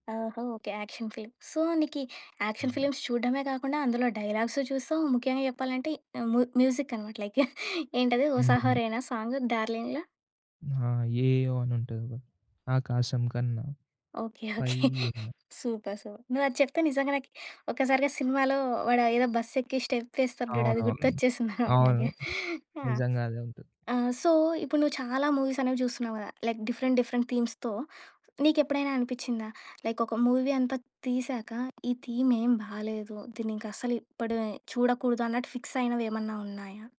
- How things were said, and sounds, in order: in English: "యాక్షన్ ఫిల్మ్. సో"; in English: "యాక్షన్ ఫిలి‌మ్స్"; in English: "డైలా‌గ్సు"; in English: "మ్యూజిక్"; in English: "లైక్, యాహ్"; in English: "సాంగ్"; tapping; singing: "ఆకాశం కన్నా పైయ్యని"; laughing while speaking: "ఓకే. ఓకే"; in English: "సూపర్. సూపర్"; in English: "స్టెప్"; laughing while speaking: "నాకు నాకే"; other background noise; in English: "యాహ్!"; in English: "సో"; in English: "మూవీస్"; in English: "లైక్ డిఫరెంట్ డిఫరెంట్ థీమ్స్‌తో"; in English: "లైక్"; in English: "మూవీ"; in English: "థీమ్"; in English: "ఫిక్స్"
- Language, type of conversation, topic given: Telugu, podcast, తెలుగు సినిమా కథల్లో ఎక్కువగా కనిపించే అంశాలు ఏవి?